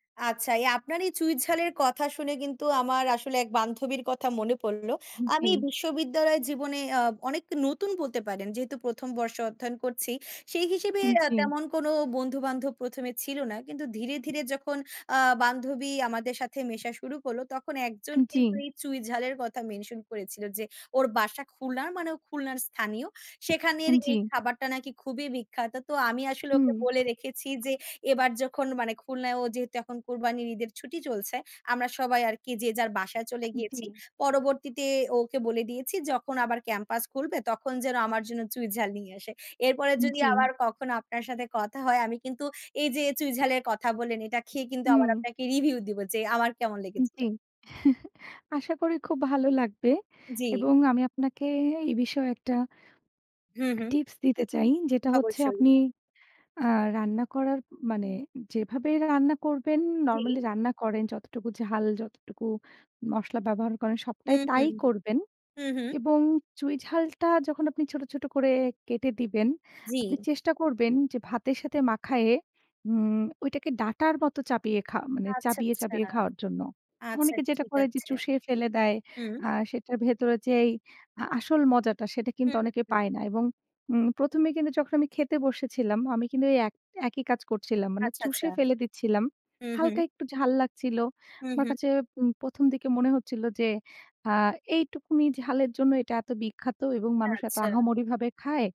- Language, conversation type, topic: Bengali, unstructured, কোন খাবার তোমার মনে বিশেষ স্মৃতি জাগায়?
- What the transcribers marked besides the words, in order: tapping; chuckle; swallow